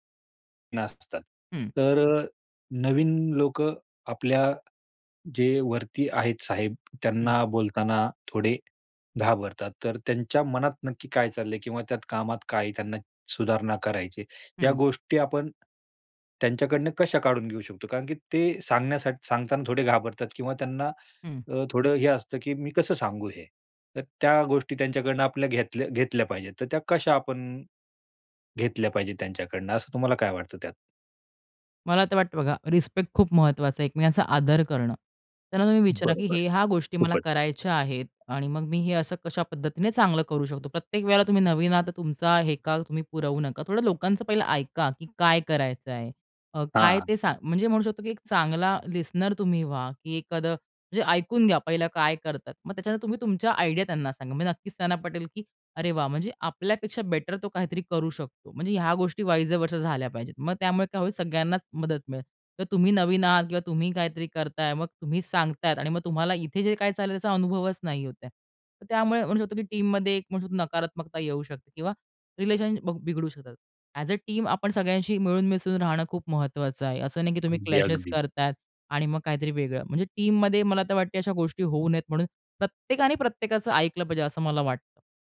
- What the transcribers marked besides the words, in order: other background noise; tapping; in English: "लिसनर"; in English: "आयडिया"; in English: "बेटर"; in English: "वाइज अ, वर्सा"; in English: "टीममध्ये"; in English: "ॲज अ, टीम"; in English: "क्लॅशेस"; in English: "टीममध्ये"
- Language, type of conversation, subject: Marathi, podcast, टीममधला चांगला संवाद कसा असतो?